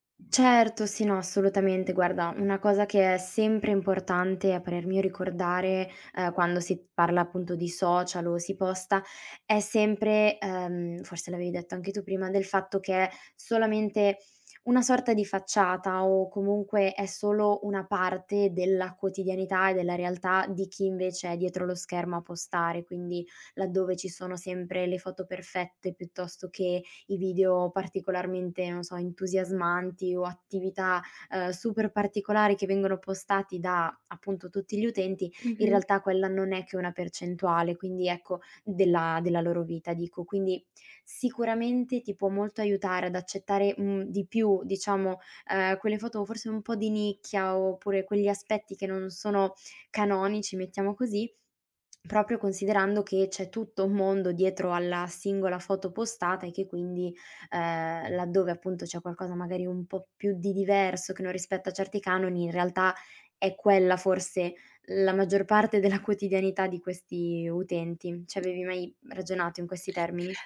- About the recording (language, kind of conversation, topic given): Italian, advice, Come descriveresti la pressione di dover mantenere sempre un’immagine perfetta al lavoro o sui social?
- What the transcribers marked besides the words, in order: other background noise; "proprio" said as "propio"; laughing while speaking: "della"; tapping